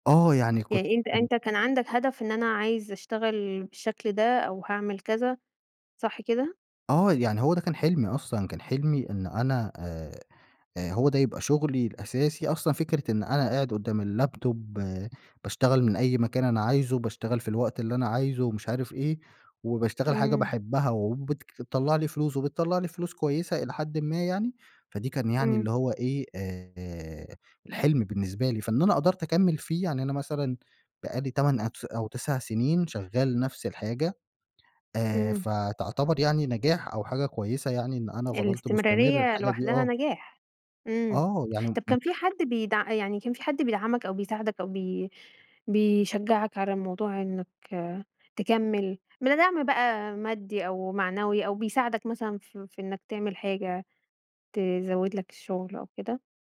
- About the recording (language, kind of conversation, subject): Arabic, podcast, احكيلي عن أول نجاح مهم خلّاك/خلّاكي تحس/تحسّي بالفخر؟
- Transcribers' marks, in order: in English: "اللاب توب"; tapping